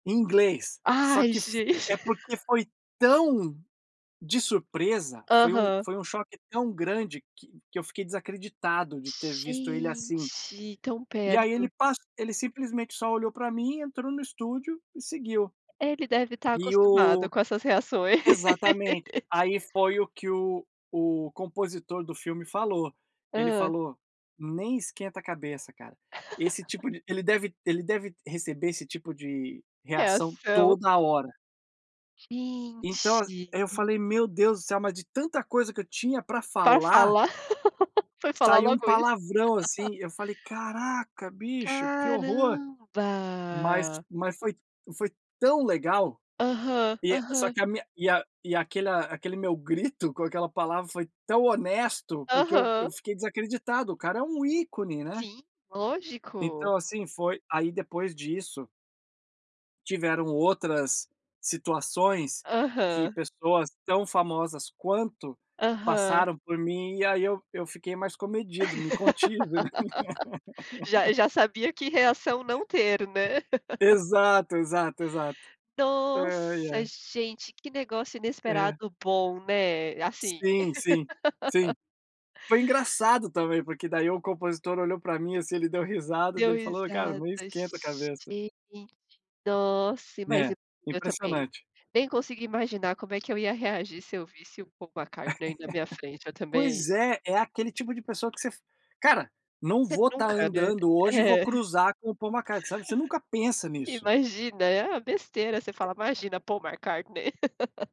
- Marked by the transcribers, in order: laugh; laugh; laugh; laugh; laugh; drawn out: "Caramba"; laugh; laugh; tapping; laugh; laugh; laugh; laugh; laugh
- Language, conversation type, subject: Portuguese, unstructured, Qual foi a coisa mais inesperada que aconteceu na sua carreira?